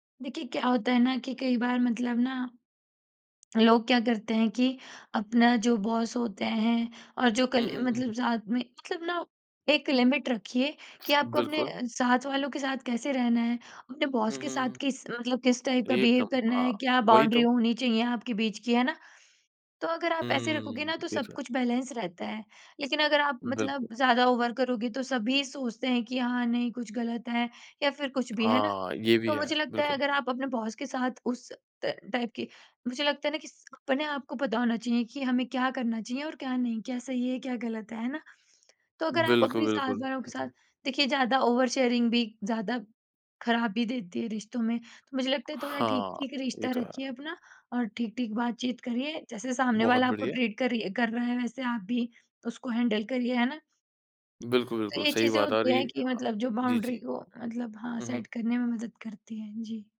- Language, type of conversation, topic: Hindi, podcast, आप अपनी सीमाएँ कैसे तय करते हैं?
- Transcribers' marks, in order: tapping; in English: "बॉस"; in English: "लिमिट"; other background noise; in English: "बॉस"; in English: "टाइप"; in English: "बिहेव"; in English: "बाउंड्री"; in English: "बैलेंस"; in English: "ओवर"; in English: "बॉस"; in English: "टाइप"; in English: "ओवर शेयरिंग"; in English: "ट्रीट"; in English: "हैंडल"; lip smack; in English: "बाउंड्री"; in English: "सेट"